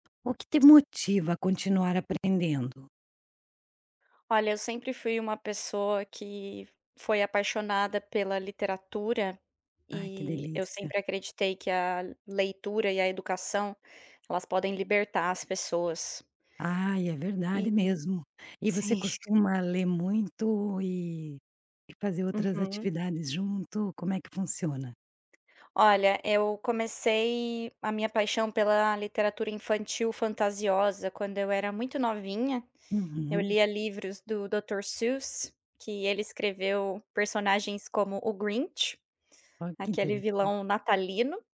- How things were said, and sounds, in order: none
- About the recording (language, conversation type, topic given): Portuguese, podcast, O que te motiva a continuar aprendendo?